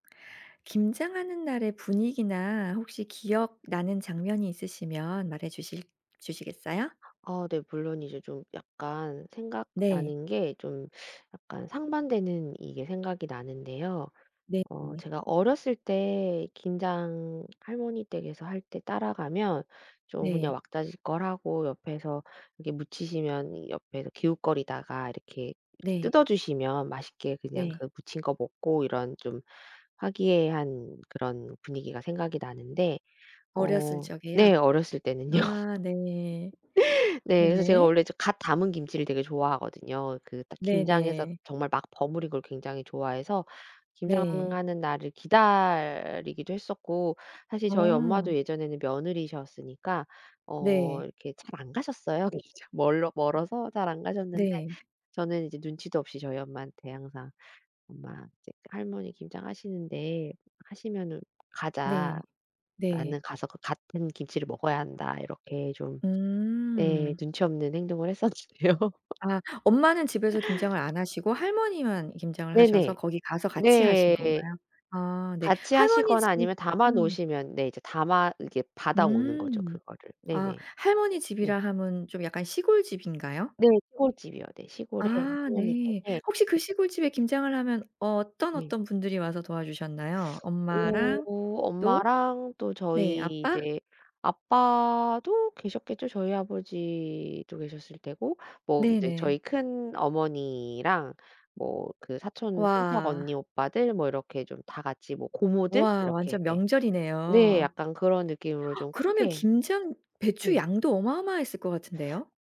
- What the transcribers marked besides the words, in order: other background noise; tapping; laughing while speaking: "어렸을 때는요"; laugh; laughing while speaking: "했었는데요"; gasp
- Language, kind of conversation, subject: Korean, podcast, 김장하는 날의 분위기나 기억에 남는 장면을 들려주실 수 있나요?